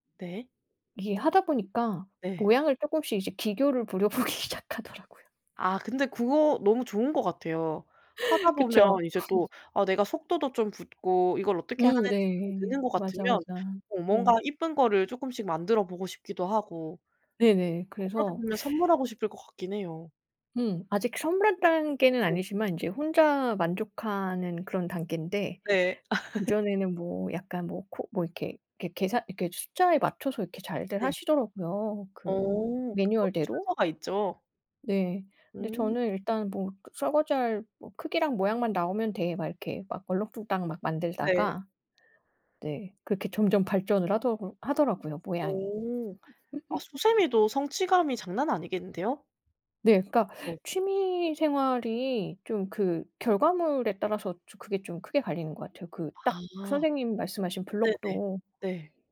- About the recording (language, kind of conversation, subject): Korean, unstructured, 요즘 가장 즐겨 하는 취미는 무엇인가요?
- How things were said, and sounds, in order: laughing while speaking: "보기 시작하더라고요"; laugh; laugh; laugh; unintelligible speech